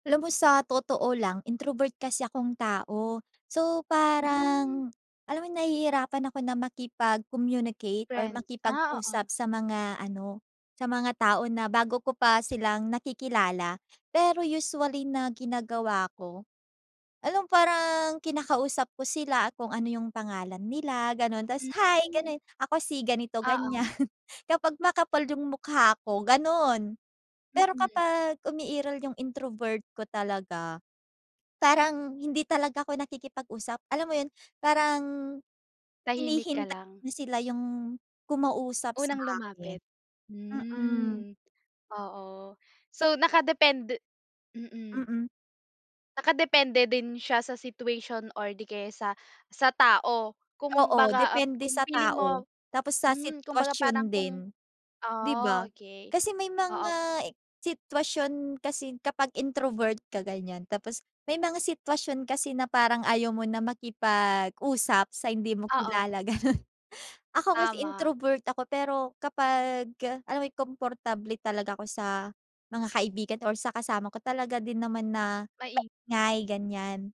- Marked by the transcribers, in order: laugh; laugh
- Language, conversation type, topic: Filipino, podcast, Paano ka gumagawa ng unang hakbang para makipagkaibigan?